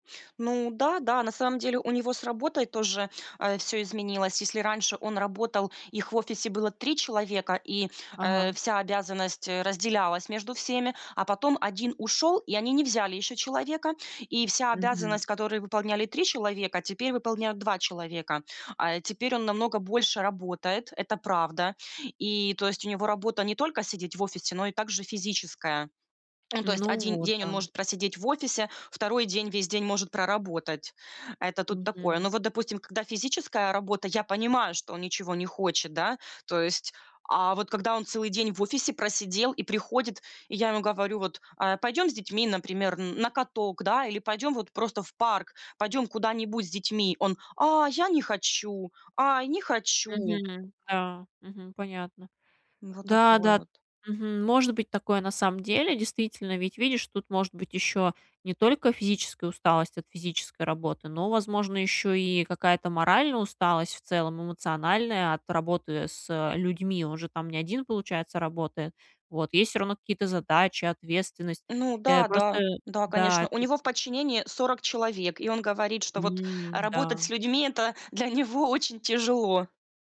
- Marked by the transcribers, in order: other background noise
- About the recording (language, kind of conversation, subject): Russian, advice, Как справиться с отдалением и эмоциональным холодом в длительных отношениях?